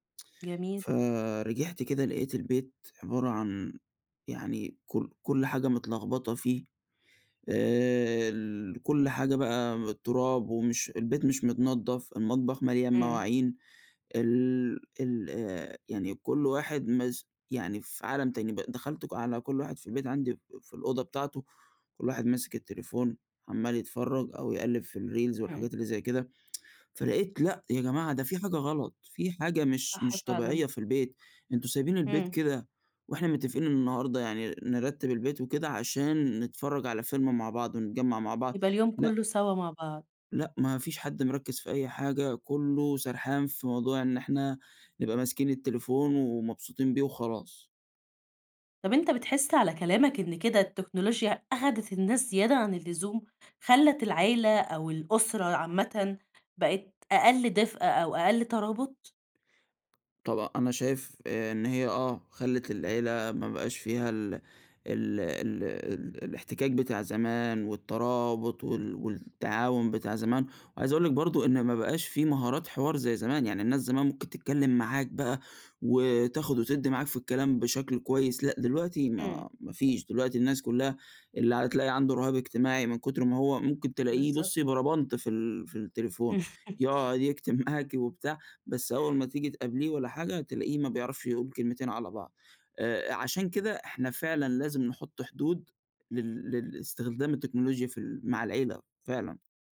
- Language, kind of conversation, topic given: Arabic, podcast, إزاي بتحدد حدود لاستخدام التكنولوجيا مع أسرتك؟
- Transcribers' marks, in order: in English: "الريلز"; tsk; tapping; chuckle; laughing while speaking: "معاكِ"